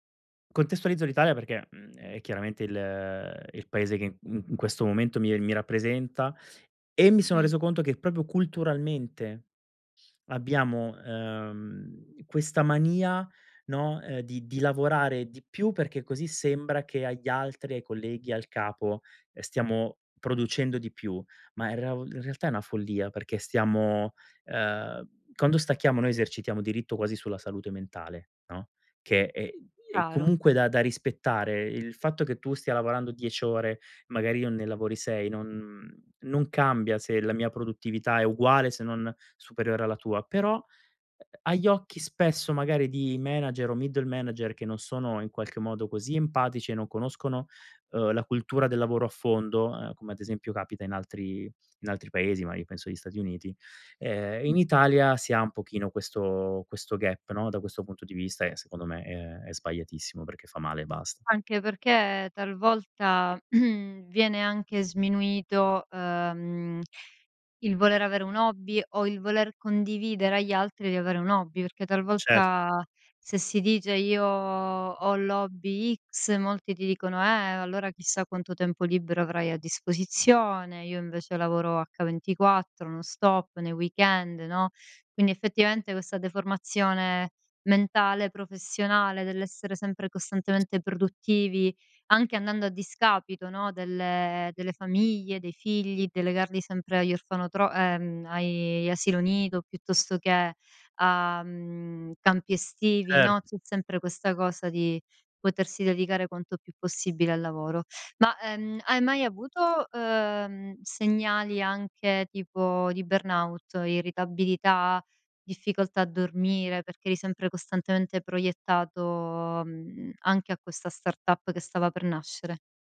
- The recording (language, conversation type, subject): Italian, podcast, Cosa fai per mantenere l'equilibrio tra lavoro e vita privata?
- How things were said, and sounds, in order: "proprio" said as "propio"; in English: "gap"; throat clearing; in English: "burnout"